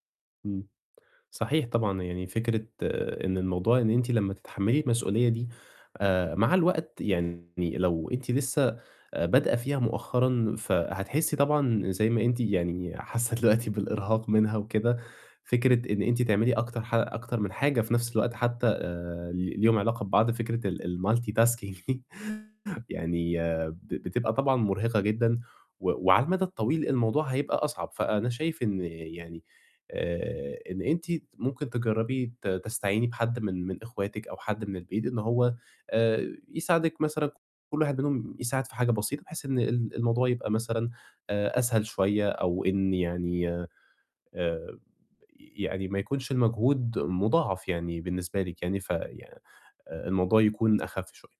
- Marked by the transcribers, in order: distorted speech; laughing while speaking: "دلوقتي"; in English: "الmultitasking"; chuckle
- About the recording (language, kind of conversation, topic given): Arabic, advice, إزاي أقدر أخطط وأجهّز أكل بسهولة من غير ما أتعب من الطبخ كل يوم؟
- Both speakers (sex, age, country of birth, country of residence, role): female, 20-24, Egypt, Egypt, user; male, 20-24, Egypt, Egypt, advisor